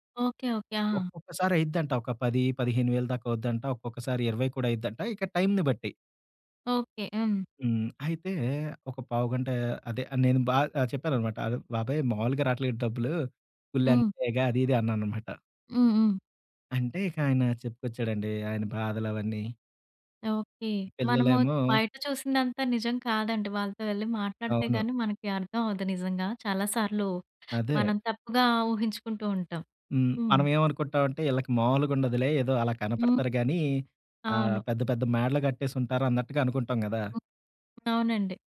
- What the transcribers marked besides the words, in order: other background noise; tapping
- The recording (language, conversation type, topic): Telugu, podcast, ఒక స్థానిక మార్కెట్‌లో మీరు కలిసిన విక్రేతతో జరిగిన సంభాషణ మీకు ఎలా గుర్తుంది?